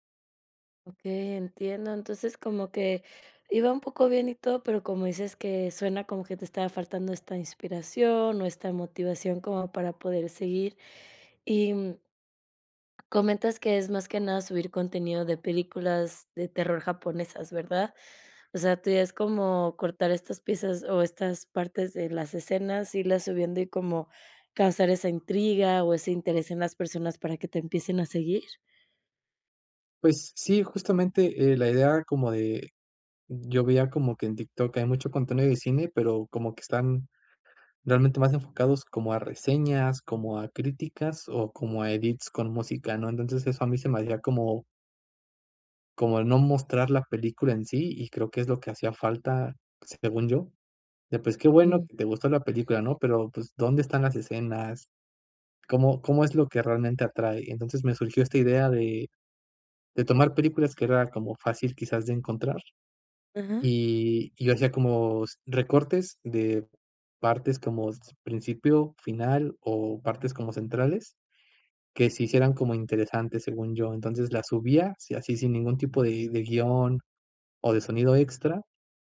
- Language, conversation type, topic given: Spanish, advice, ¿Cómo puedo encontrar inspiración constante para mantener una práctica creativa?
- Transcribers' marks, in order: other background noise; in English: "edits"; tapping